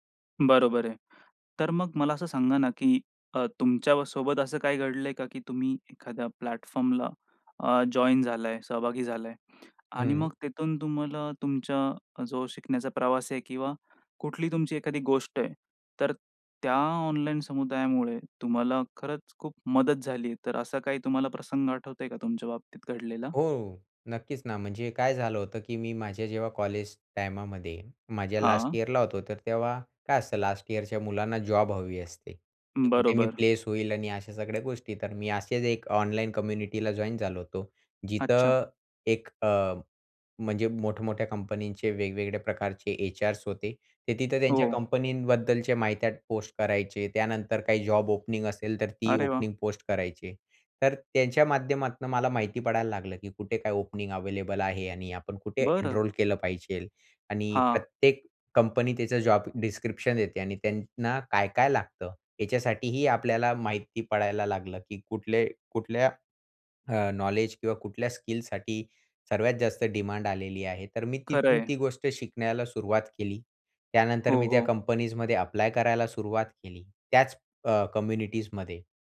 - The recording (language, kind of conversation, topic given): Marathi, podcast, ऑनलाइन समुदायामुळे तुमच्या शिक्षणाला कोणते फायदे झाले?
- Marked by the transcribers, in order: in English: "प्लॅटफॉर्मला"; in English: "जॉइन"; in English: "लास्ट इयरला"; in English: "लास्ट इयरच्या"; in English: "प्लेस"; in English: "कम्युनिटीला जॉइन"; in English: "ओपनिंग"; in English: "ओपनिंग"; in English: "ओपनिंग"; in English: "एनरोल"; in English: "डिस्क्रिप्शन"; swallow; in English: "डिमांड"; in English: "कम्युनिटीजमध्ये"